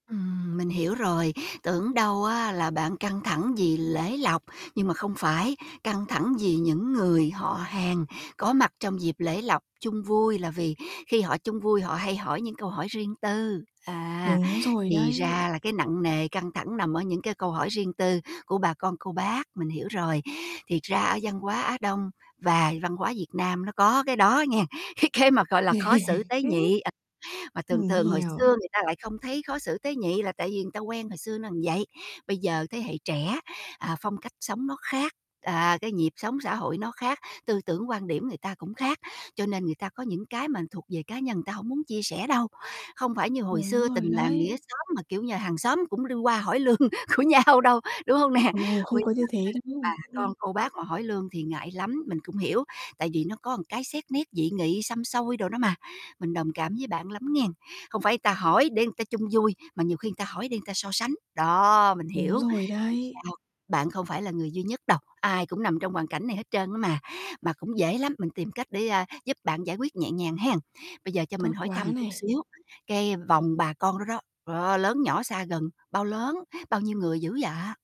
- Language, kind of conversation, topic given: Vietnamese, advice, Làm sao để bớt căng thẳng trong dịp lễ gia đình?
- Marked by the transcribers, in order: static; tapping; laughing while speaking: "cái cái"; distorted speech; laugh; laughing while speaking: "hỏi lương của nhau đâu"